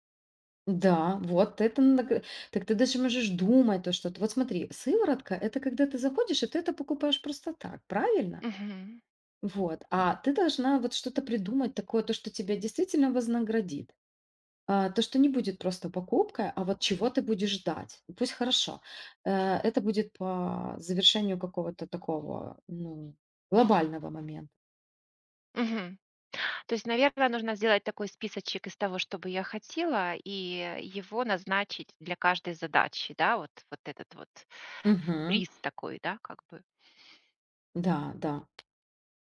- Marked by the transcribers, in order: other background noise; tapping
- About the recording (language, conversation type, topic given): Russian, advice, Как справиться с постоянной прокрастинацией, из-за которой вы не успеваете вовремя завершать важные дела?